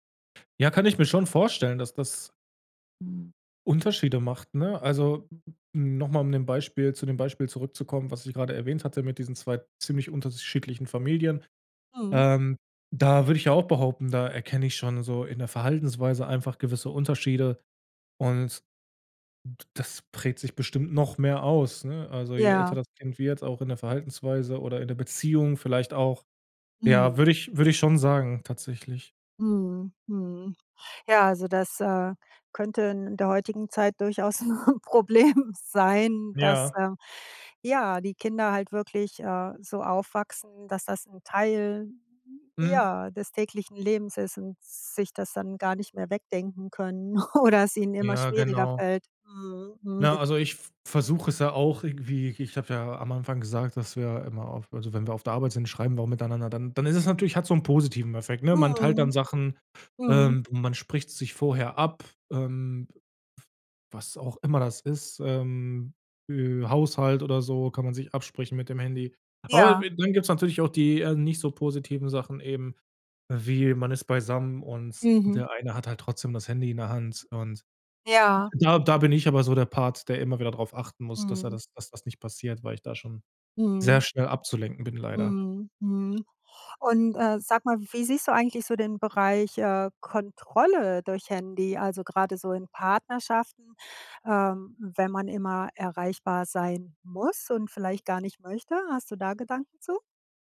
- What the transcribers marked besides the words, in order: tapping; "unterschiedlichen" said as "untersschiedlichen"; laughing while speaking: "durchaus 'n Problem"; laughing while speaking: "oder"; other noise; stressed: "Kontrolle"; stressed: "muss"
- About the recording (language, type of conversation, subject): German, podcast, Wie beeinflusst dein Handy deine Beziehungen im Alltag?